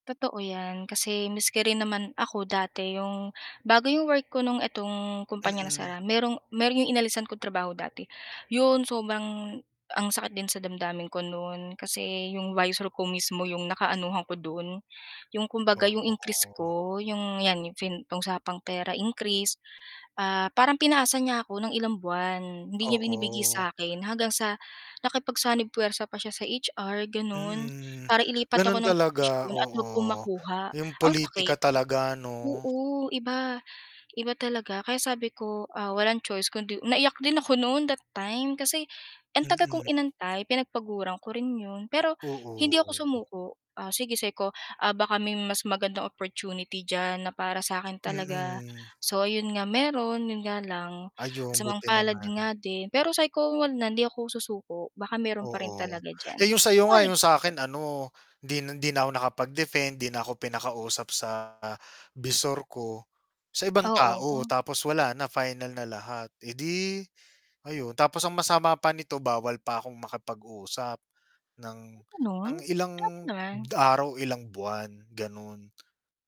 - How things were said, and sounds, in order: static; distorted speech; tapping; unintelligible speech
- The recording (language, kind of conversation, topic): Filipino, unstructured, Ano ang pinakamahalagang pangarap mo sa buhay?